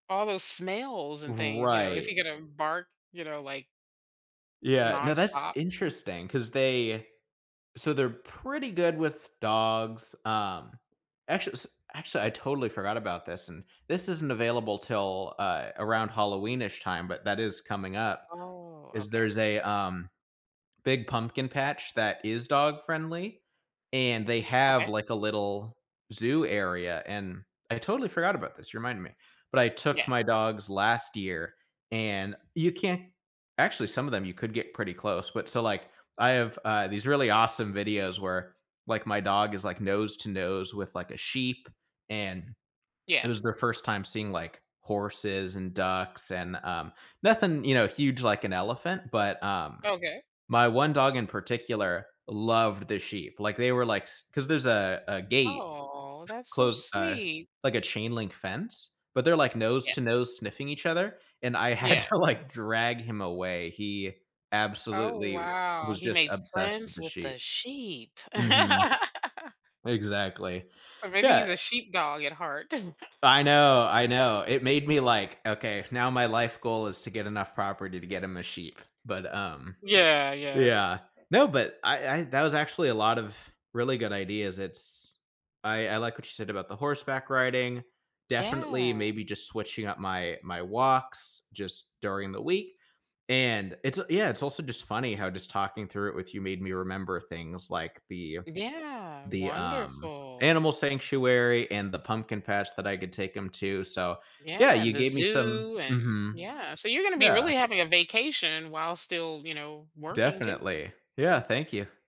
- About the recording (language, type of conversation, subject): English, advice, How can I notice everyday beauty more often?
- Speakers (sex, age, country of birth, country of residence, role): female, 50-54, United States, United States, advisor; male, 25-29, United States, United States, user
- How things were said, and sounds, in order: background speech; tapping; chuckle; drawn out: "Oh"; drawn out: "Oh"; other noise; laughing while speaking: "had to, like"; laugh; chuckle; other background noise; drawn out: "Yeah"